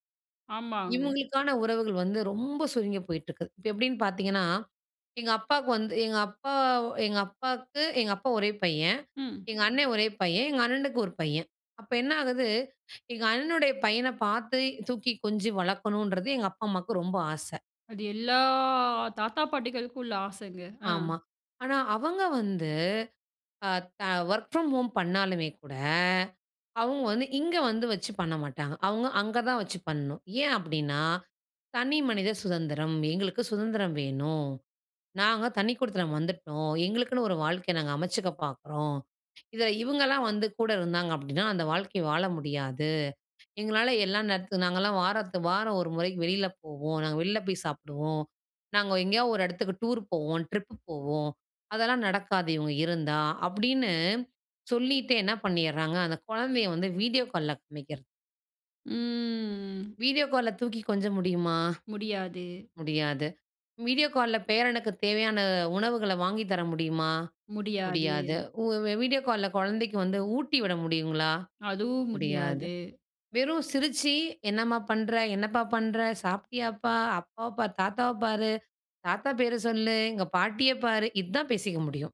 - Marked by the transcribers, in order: drawn out: "ரொம்ப"; drawn out: "எல்லா"; other noise; in English: "வொர்க் ஃப்ரம் ஹோம்"; drawn out: "கூட"; in English: "ட்ரிப்பு"; in English: "வீடியோ கால்ல"; drawn out: "ம்"; in English: "வீடியோ கால்ல வீடியோ கால்ல"; in English: "வீடியோ கால்ல"; in English: "வீடியோ கால்ல"
- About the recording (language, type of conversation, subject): Tamil, podcast, இணையமும் சமூக ஊடகங்களும் குடும்ப உறவுகளில் தலைமுறைகளுக்கிடையேயான தூரத்தை எப்படிக் குறைத்தன?